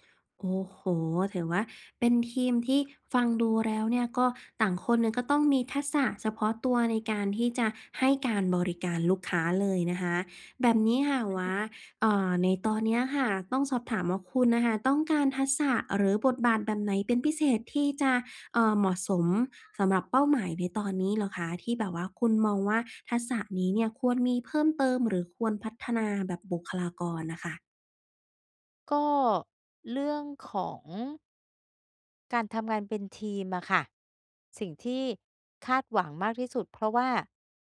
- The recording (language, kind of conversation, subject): Thai, advice, สร้างทีมที่เหมาะสมสำหรับสตาร์ทอัพได้อย่างไร?
- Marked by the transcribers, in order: none